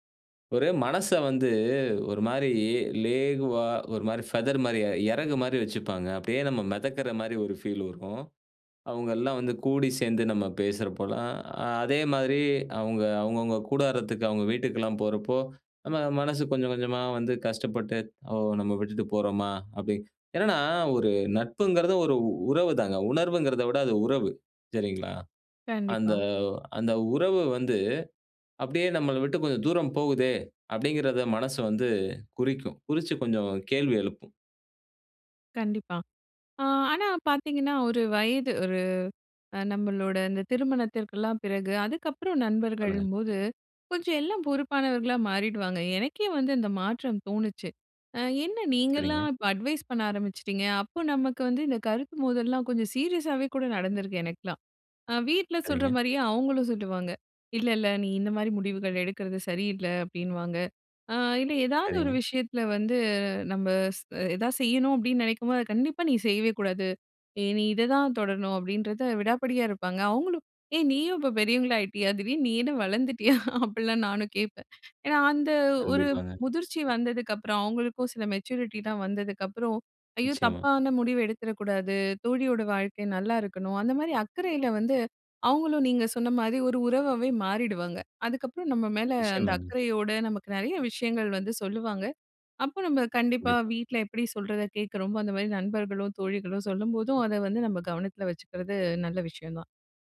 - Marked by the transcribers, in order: drawn out: "வந்து"; "இலகுவா" said as "லேகுவா"; in English: "ஃபெதர்மாரியே"; sad: "ஓ! நம்ம விட்டுட்டு போறம்மா!"; "விடாப்பிடியா" said as "விடாப்படியா"; laughing while speaking: "வளர்ந்துட்டீயா? அப்படிலாம் நானும் கேட்பேன்"; other background noise
- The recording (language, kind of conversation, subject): Tamil, podcast, நண்பர்களின் சுவை வேறிருந்தால் அதை நீங்கள் எப்படிச் சமாளிப்பீர்கள்?